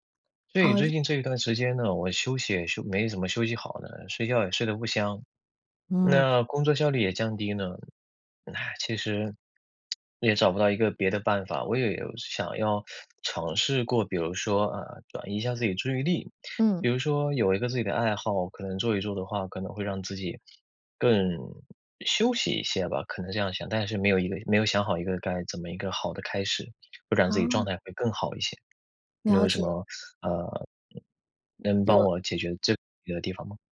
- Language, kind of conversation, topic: Chinese, advice, 我在工作中总是容易分心、无法专注，该怎么办？
- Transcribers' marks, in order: tapping